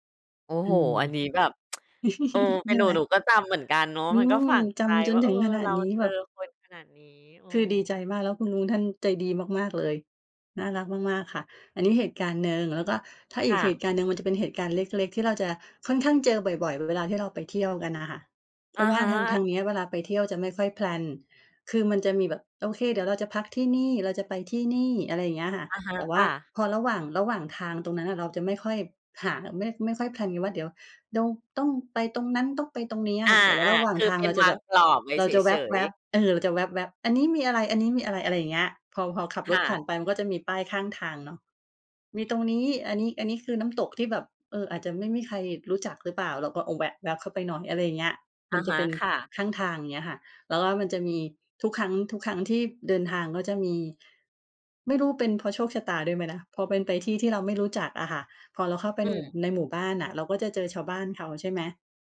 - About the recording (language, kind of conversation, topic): Thai, podcast, คุณเคยเจอคนใจดีช่วยเหลือระหว่างเดินทางไหม เล่าให้ฟังหน่อย?
- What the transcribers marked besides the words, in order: chuckle; tsk; in English: "แพลน"; in English: "แพลน"